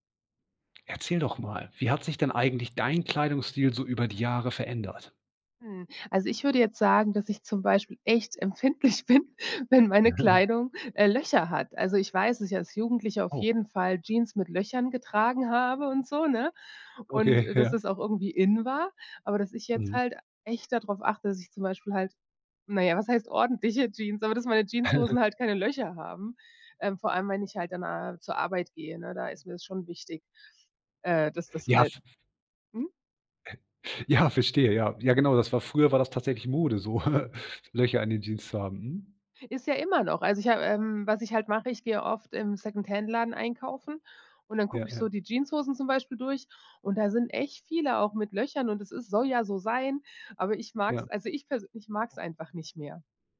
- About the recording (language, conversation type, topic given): German, podcast, Wie hat sich dein Kleidungsstil über die Jahre verändert?
- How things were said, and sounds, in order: laughing while speaking: "empfindlich bin"; chuckle; laughing while speaking: "Okay"; chuckle; chuckle; chuckle